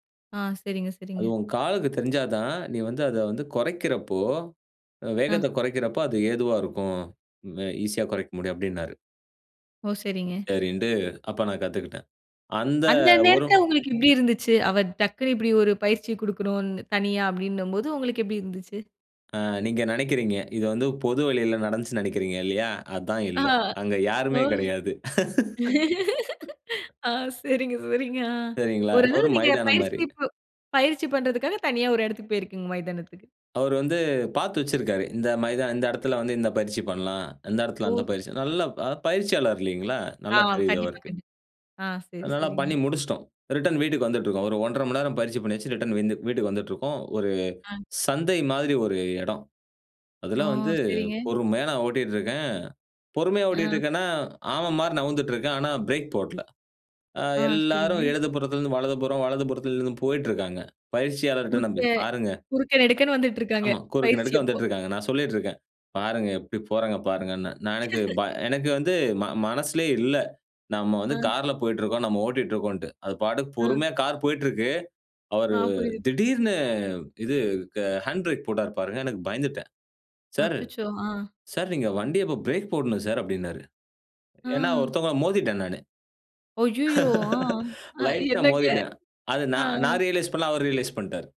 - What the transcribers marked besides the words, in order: "நடந்துச்சு" said as "நடஞ்சு"; laugh; laugh; other background noise; tapping; in English: "ரிட்டர்ன்"; in English: "ரிட்டர்ன்"; "ஆமை" said as "ஆம"; "நகர்ந்துட்டு" said as "நவுந்துட்டு"; in English: "பிரேக்"; laugh; in English: "ஹேண்ட் பிரேக்"; surprised: "ஆ!"; surprised: "அய்யயோ! ஆ! அ என்னங்க. அ, ஆ"; laugh; in English: "ரியலைஸ்"; in English: "ரியலைஸ்"; "பண்ணிட்டாரு" said as "பண்டாரு"
- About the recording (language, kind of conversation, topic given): Tamil, podcast, பயத்தை சாதனையாக மாற்றிய அனுபவம் உண்டா?